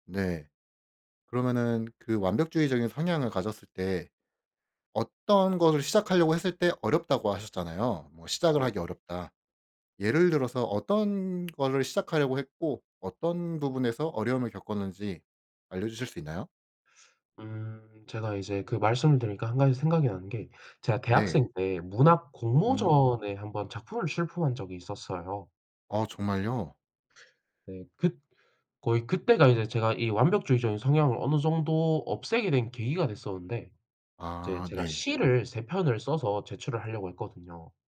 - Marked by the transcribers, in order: none
- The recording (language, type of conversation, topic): Korean, podcast, 완벽주의가 창작에 어떤 영향을 미친다고 생각하시나요?